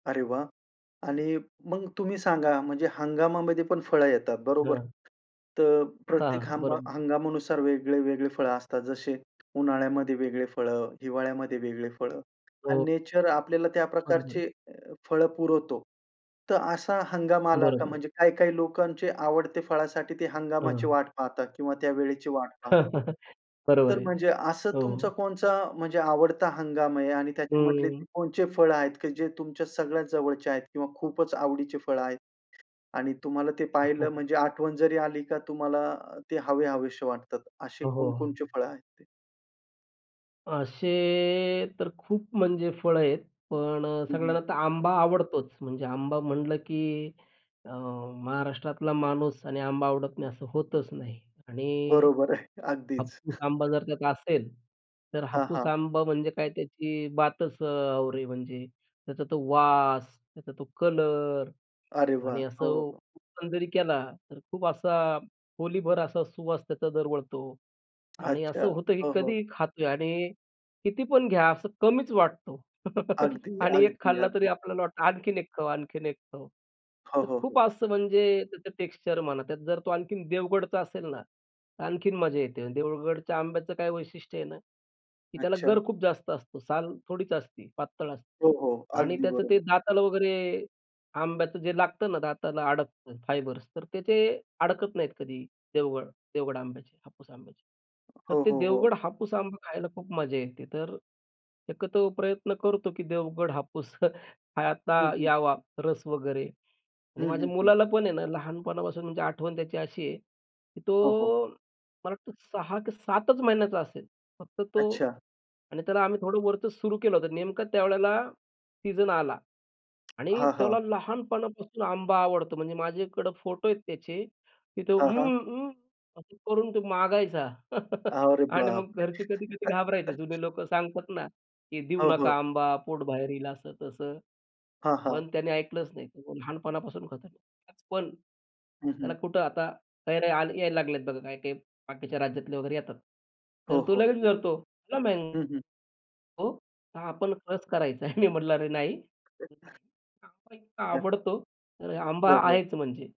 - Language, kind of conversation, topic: Marathi, podcast, हंगामातली फळं बाजारात यायला लागली की तुम्हाला सर्वात जास्त काय आवडतं?
- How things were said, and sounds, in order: tapping; in English: "नेचर"; chuckle; other background noise; chuckle; drawn out: "असे"; laughing while speaking: "आहे"; chuckle; in English: "ओपन"; chuckle; in English: "टेक्स्चर"; in English: "फायबर्स"; chuckle; drawn out: "तो"; chuckle; surprised: "अरे बापरे!"; chuckle; in English: "लेमॅन"; unintelligible speech; laughing while speaking: "करायचा आहे"; chuckle; unintelligible speech